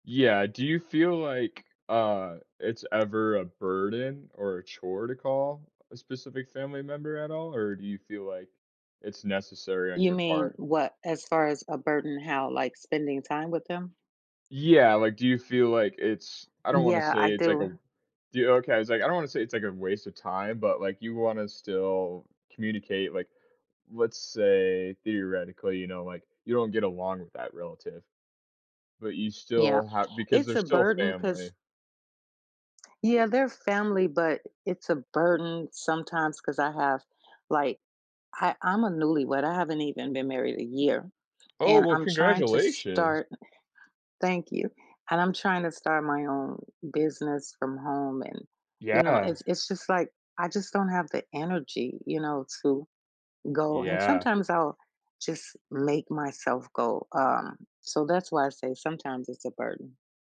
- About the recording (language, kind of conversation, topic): English, unstructured, How do you prioritize family time in a busy schedule?
- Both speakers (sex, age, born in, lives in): female, 50-54, United States, United States; male, 25-29, United States, United States
- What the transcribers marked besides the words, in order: other background noise; tapping